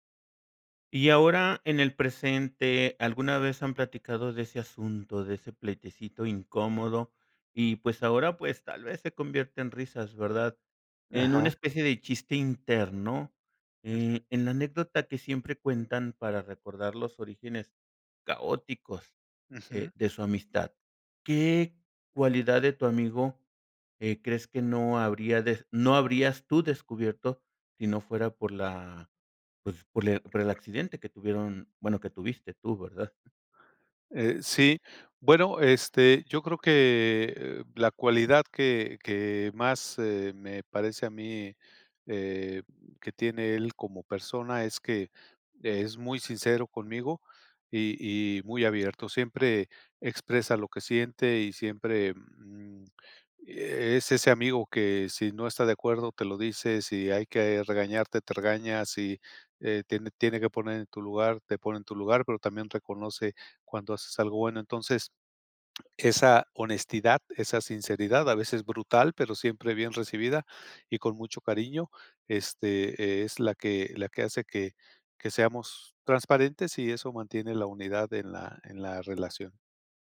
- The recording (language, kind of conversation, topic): Spanish, podcast, ¿Alguna vez un error te llevó a algo mejor?
- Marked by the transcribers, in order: other background noise; tapping